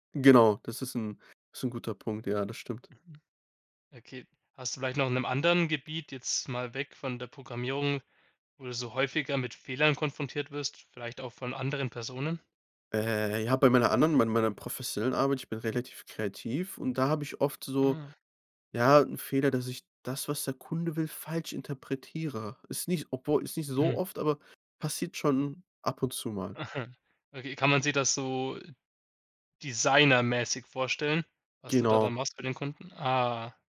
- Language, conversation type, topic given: German, podcast, Welche Rolle spielen Fehler in deinem Lernprozess?
- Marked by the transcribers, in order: other background noise; stressed: "so"; chuckle